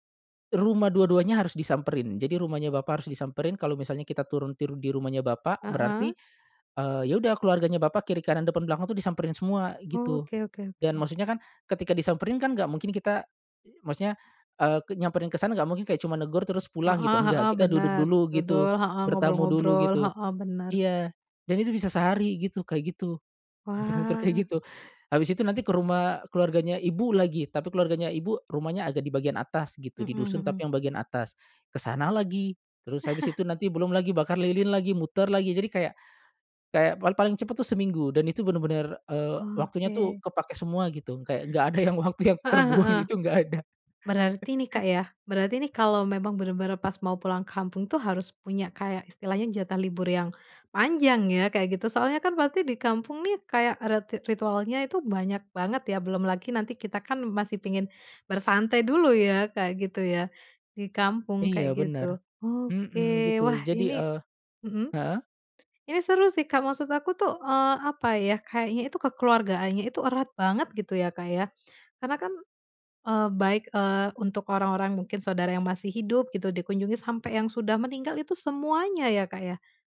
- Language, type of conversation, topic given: Indonesian, podcast, Ritual khusus apa yang paling kamu ingat saat pulang kampung?
- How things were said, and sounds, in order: "turun" said as "tirun"; tapping; laughing while speaking: "muter-muter kayak gitu"; chuckle; laughing while speaking: "nggak ada yang waktu yang terbuang itu nggak ada"; chuckle